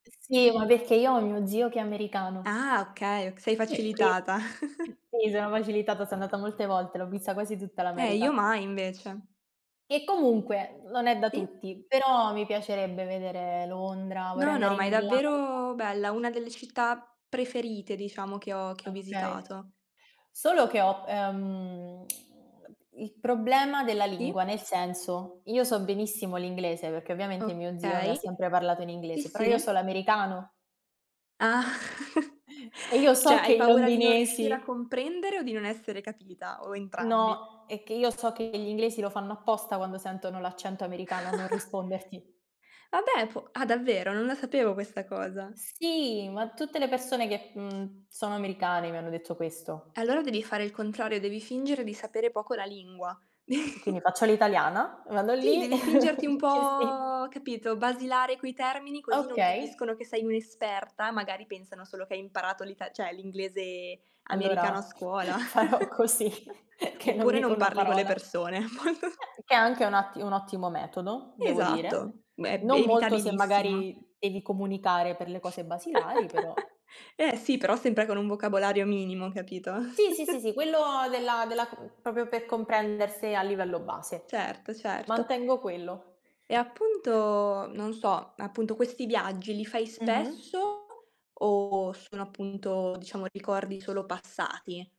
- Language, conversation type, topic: Italian, unstructured, C’è un momento speciale che ti fa sempre sorridere?
- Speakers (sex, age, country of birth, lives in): female, 18-19, Italy, Italy; female, 25-29, Italy, Italy
- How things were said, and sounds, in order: throat clearing; chuckle; tapping; other background noise; drawn out: "ehm"; lip smack; "Sì" said as "ì"; chuckle; "Cioè" said as "ceh"; chuckle; chuckle; chuckle; laughing while speaking: "che sì"; drawn out: "po'"; "cioè" said as "ceh"; chuckle; laughing while speaking: "farò così, che non dico"; chuckle; laughing while speaking: "molto"; chuckle; chuckle; "proprio" said as "propio"